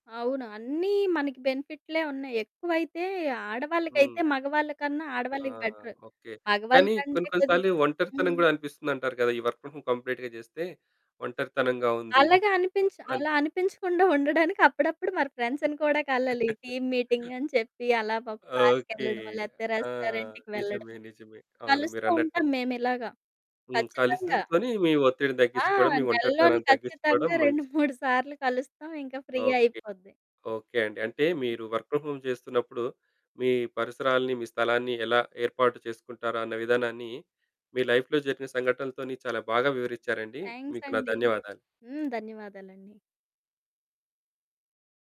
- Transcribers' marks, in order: in English: "వర్క్ ఫ్రమ్ హోమ్ కంప్లీట్‌గా"; laughing while speaking: "ఉండడానికి"; in English: "ఫ్రెండ్స్‌ని"; chuckle; in English: "టీమ్ మీటింగ్"; in English: "రెస్టారెంట్‌కి"; distorted speech; static; laughing while speaking: "రెండు మూడు సార్లు"; in English: "ఫ్రీ"; in English: "వర్క్ ఫ్రమ్ హోమ్"; other background noise; in English: "లైఫ్‌లో"
- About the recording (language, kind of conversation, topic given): Telugu, podcast, మీ ఇంట్లో పనికి సరిపోయే స్థలాన్ని మీరు శ్రద్ధగా ఎలా సర్దుబాటు చేసుకుంటారు?